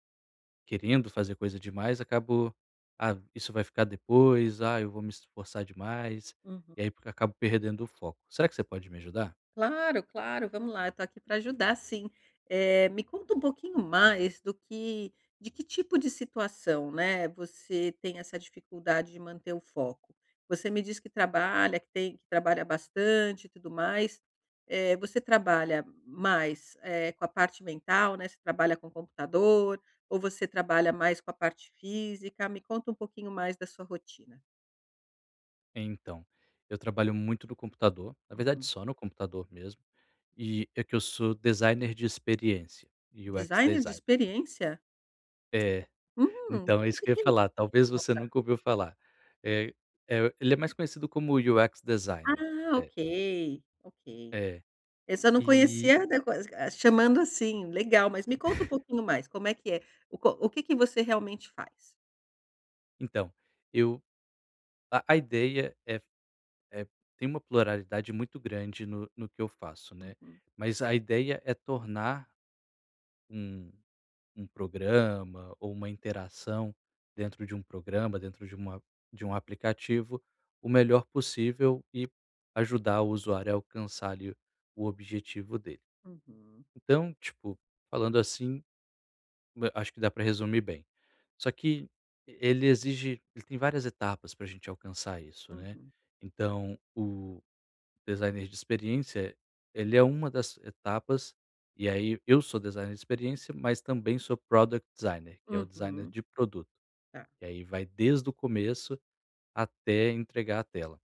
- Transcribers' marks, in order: tapping; laugh; in English: "product designer"
- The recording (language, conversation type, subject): Portuguese, advice, Como posso alternar entre tarefas sem perder o foco?
- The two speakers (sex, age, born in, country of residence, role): female, 50-54, Brazil, Portugal, advisor; male, 30-34, Brazil, Portugal, user